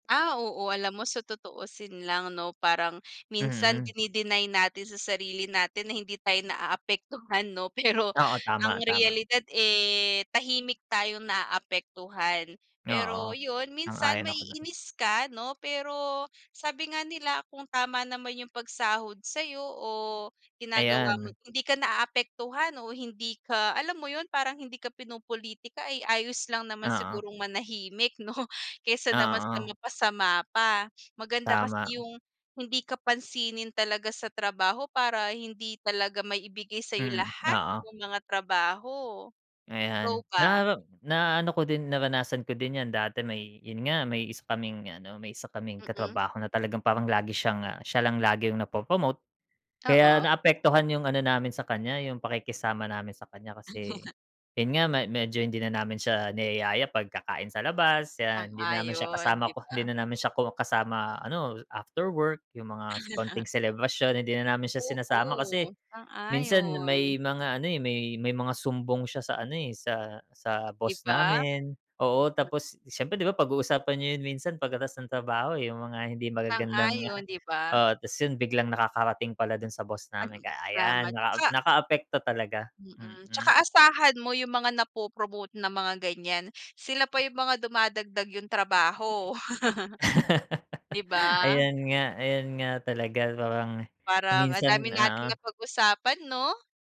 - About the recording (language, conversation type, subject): Filipino, unstructured, Ano ang nararamdaman mo kapag hindi patas ang pagtrato sa iyo sa trabaho?
- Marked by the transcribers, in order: laughing while speaking: "pero"; laughing while speaking: "no?"; laughing while speaking: "Oo nga"; laughing while speaking: "magagandang"; laugh; chuckle